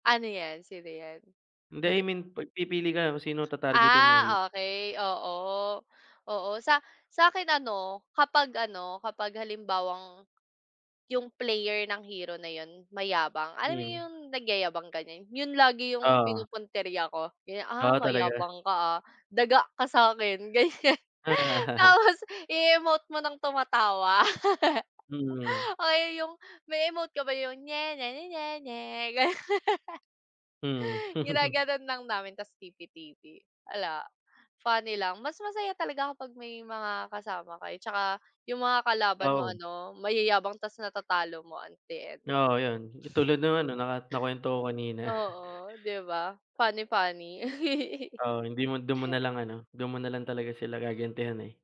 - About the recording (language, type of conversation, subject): Filipino, unstructured, Ano ang pinaka-nakakatawang nangyari habang ginagawa mo ang libangan mo?
- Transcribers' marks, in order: laugh; laugh; laughing while speaking: "ganyan. Tapos"; laugh; put-on voice: "nye-nye-nye-nye-nye"; laughing while speaking: "gano'n"; laugh; chuckle; laugh